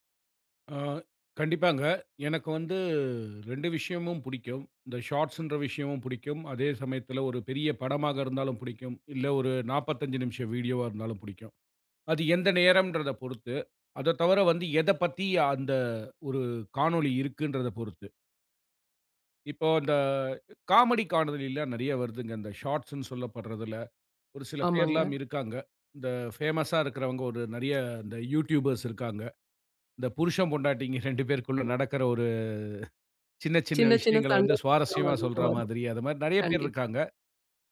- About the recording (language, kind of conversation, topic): Tamil, podcast, சின்ன வீடியோக்களா, பெரிய படங்களா—நீங்கள் எதை அதிகம் விரும்புகிறீர்கள்?
- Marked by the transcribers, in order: in English: "ஷார்ட்ஸ்ன்ற"; in English: "ஷார்ட்ஸ்ன்னு"; in English: "ஃபேமஸ்ஸா"; chuckle; other background noise; drawn out: "ஒரு"; unintelligible speech